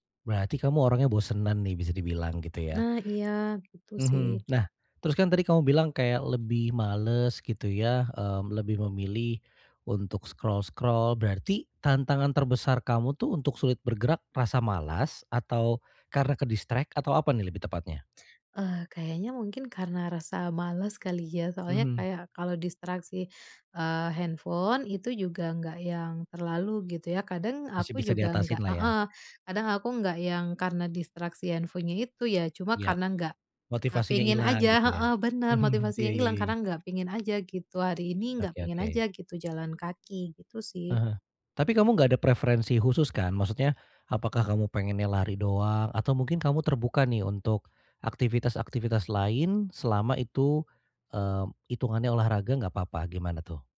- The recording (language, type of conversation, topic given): Indonesian, advice, Bagaimana cara tetap termotivasi untuk lebih sering bergerak setiap hari?
- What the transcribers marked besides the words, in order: in English: "scroll-scroll"; in English: "ke-distract"; other background noise